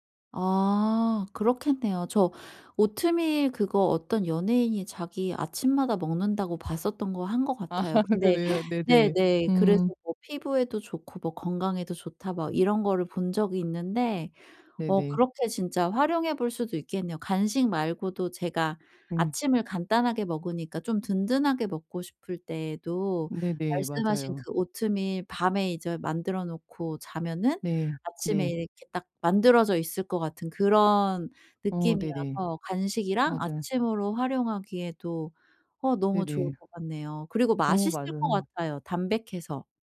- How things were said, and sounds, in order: laughing while speaking: "아"; laugh; other background noise
- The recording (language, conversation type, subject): Korean, advice, 바쁜 일정 속에서 건강한 식사를 꾸준히 유지하려면 어떻게 해야 하나요?